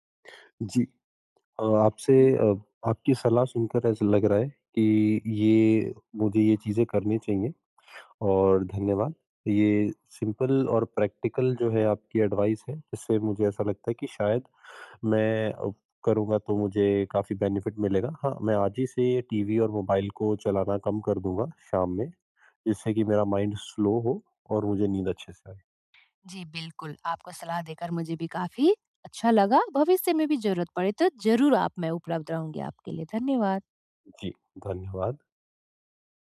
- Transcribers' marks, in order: in English: "सिंपल"; in English: "प्रैक्टिकल"; in English: "एडवाइस"; in English: "बेनिफिट"; in English: "माइंड स्लो"
- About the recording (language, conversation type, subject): Hindi, advice, सोने से पहले बेहतर नींद के लिए मैं शरीर और मन को कैसे शांत करूँ?